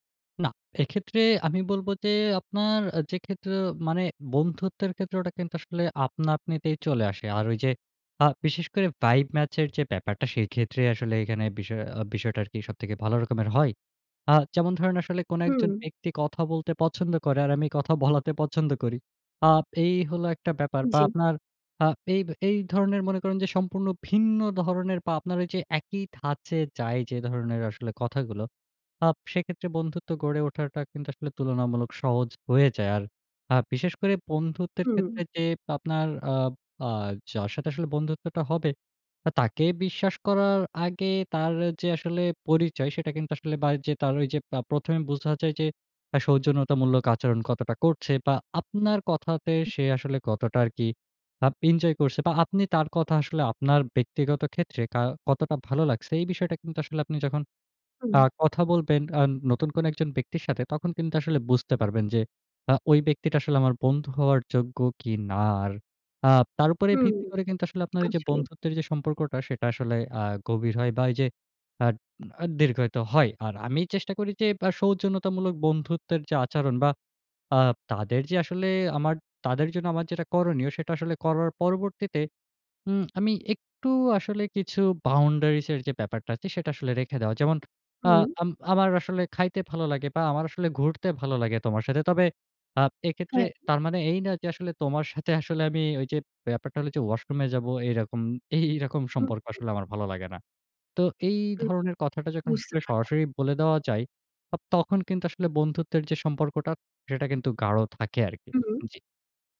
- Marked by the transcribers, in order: laughing while speaking: "কথা বলাতে পছন্দ করি"; scoff
- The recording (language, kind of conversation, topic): Bengali, podcast, একলা ভ্রমণে সহজে বন্ধুত্ব গড়ার উপায় কী?